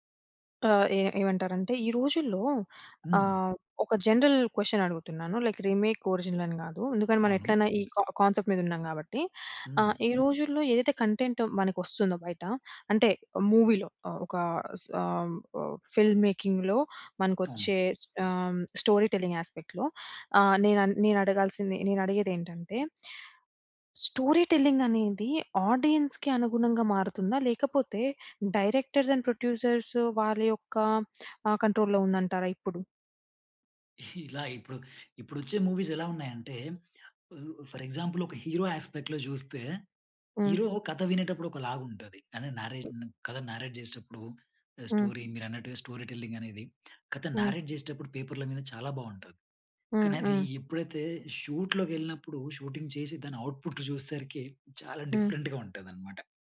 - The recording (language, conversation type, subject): Telugu, podcast, రిమేక్‌లు, ఒరిజినల్‌ల గురించి మీ ప్రధాన అభిప్రాయం ఏమిటి?
- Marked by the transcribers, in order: in English: "జనరల్ క్వెషన్"; in English: "లైక్ రీమేక్, ఒరిజినల్"; in English: "కా కాన్సెప్ట్"; in English: "మూవీలో"; in English: "ఫిల్మ్ మేకింగ్‌లో"; tapping; other noise; in English: "స్టోరీ టెల్లింగ్ యాస్పెక్ట్‌లో"; in English: "స్టోరీ టెల్లింగ్"; in English: "ఆడియన్స్‌కి"; in English: "డైరెక్టర్స్ అండ్ ప్రొడ్యూసర్సు"; in English: "కంట్రోల్‌లో"; "ఇలా" said as "హీలా"; in English: "మూవీస్"; in English: "ఫర్ ఎగ్జాంపుల్"; in English: "హీరో యాస్పెక్ట్‌లో"; in English: "హీరో"; in English: "నారేట్"; other background noise; in English: "స్టోరీ"; in English: "స్టోరీ టెల్లింగ్"; in English: "నారేట్"; in English: "షూటింగ్"; in English: "ఔట్పుట్"; in English: "డిఫరెంట్‌గా"